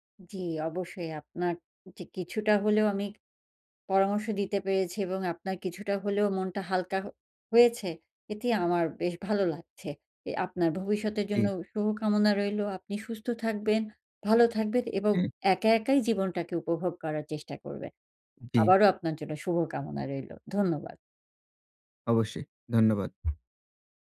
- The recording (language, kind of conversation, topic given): Bengali, advice, পার্টি বা ছুটির দিনে বন্ধুদের সঙ্গে থাকলে যদি নিজেকে একা বা বাদ পড়া মনে হয়, তাহলে আমি কী করতে পারি?
- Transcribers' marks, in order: none